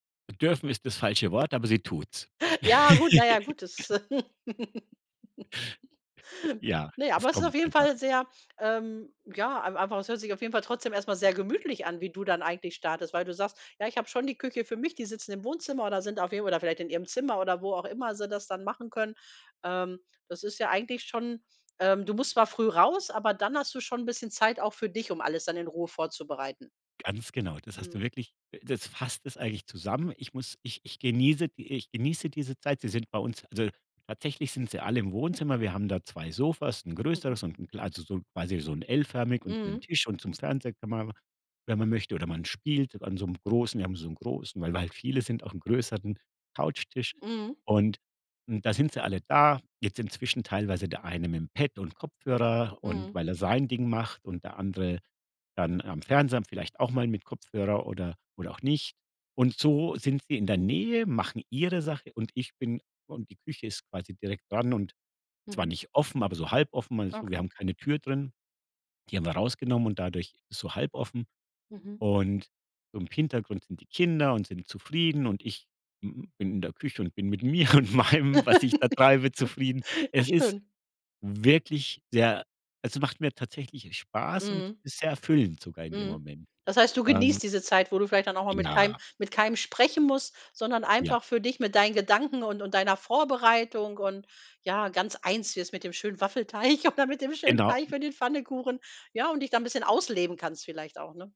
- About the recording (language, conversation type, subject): German, podcast, Wie beginnt bei euch typischerweise ein Sonntagmorgen?
- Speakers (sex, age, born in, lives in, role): female, 45-49, Germany, Germany, host; male, 50-54, Germany, Germany, guest
- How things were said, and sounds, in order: laugh; chuckle; unintelligible speech; chuckle; laughing while speaking: "mir und meinem, was ich da treibe"; laughing while speaking: "Waffelteig oder mit dem schönen Teig"; other noise